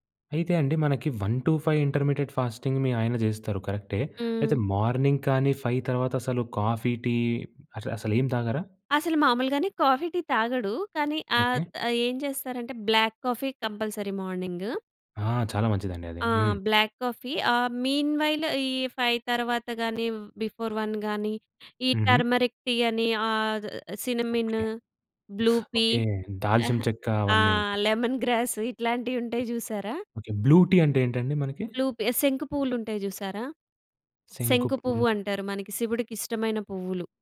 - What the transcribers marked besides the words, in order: in English: "వన్ టు ఫైవ్ ఇంటర్మీడియట్ ఫాస్టింగ్"; in English: "మార్నింగ్"; in English: "ఫైవ్"; in English: "బ్లాక్ కాఫీ కంపల్సరీ"; in English: "బ్లాక్ కాఫీ"; in English: "మీన్ వైల్"; in English: "ఫైవ్"; in English: "బిఫోర్ వన్"; in English: "టర్మరిక్ టీ"; in English: "సినిమిన్, బ్లూ పీ"; in English: "లెమన్ గ్రాస్"; in English: "బ్లూ టీ"; in English: "బ్లూ పీ"; other background noise
- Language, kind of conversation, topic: Telugu, podcast, ఇంటి పనులు, బాధ్యతలు ఎక్కువగా ఉన్నప్పుడు హాబీపై ఏకాగ్రతను ఎలా కొనసాగిస్తారు?